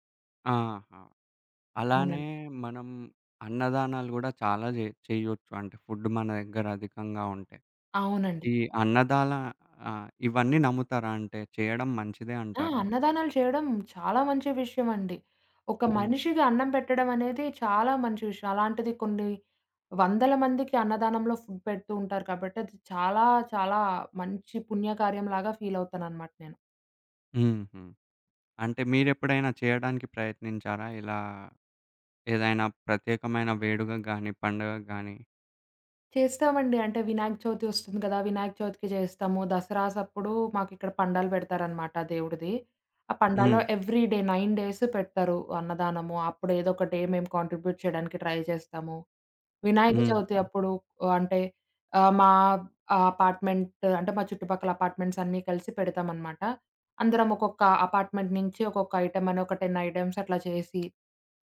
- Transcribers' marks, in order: in English: "ఫుడ్"; in English: "ఫుడ్"; in English: "ఎవ్రీ డే నైన్"; in English: "డే"; in English: "కాంట్రిబ్యూట్"; in English: "ట్రై"; in English: "అపార్ట్‌మెంట్"; in English: "అపార్ట్‌మెంట్"; in English: "టెన్ ఐటెమ్స్"; tapping
- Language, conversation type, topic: Telugu, podcast, ఆహార వృథాను తగ్గించడానికి ఇంట్లో సులభంగా పాటించగల మార్గాలు ఏమేమి?